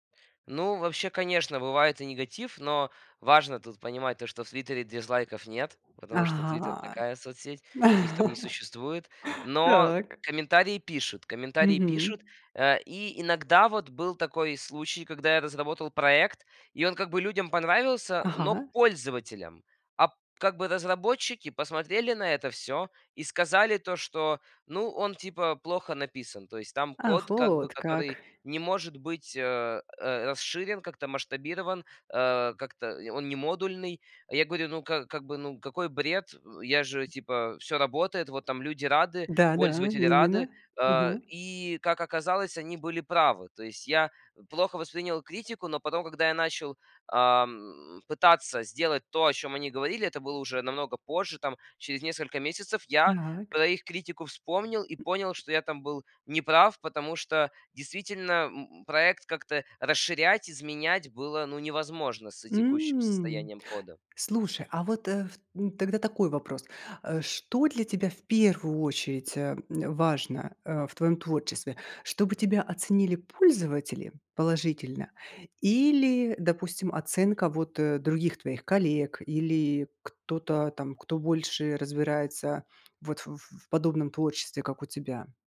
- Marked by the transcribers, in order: tapping; laugh; other background noise
- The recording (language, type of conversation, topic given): Russian, podcast, Как социальные сети влияют на твой творческий процесс?